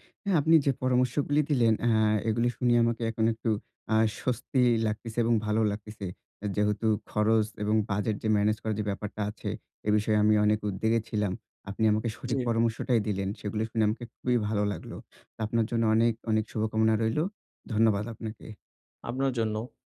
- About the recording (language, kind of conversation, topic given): Bengali, advice, ভ্রমণের জন্য বাস্তবসম্মত বাজেট কীভাবে তৈরি ও খরচ পরিচালনা করবেন?
- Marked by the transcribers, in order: none